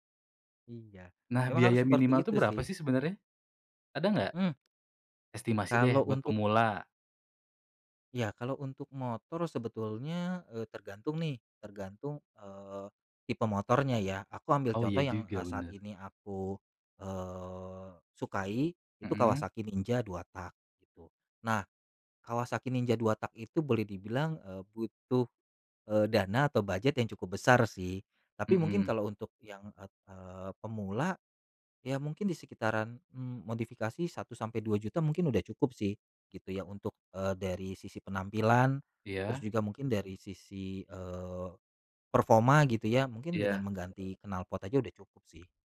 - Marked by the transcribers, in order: other background noise
- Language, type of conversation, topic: Indonesian, podcast, Apa tips sederhana untuk pemula yang ingin mencoba hobi itu?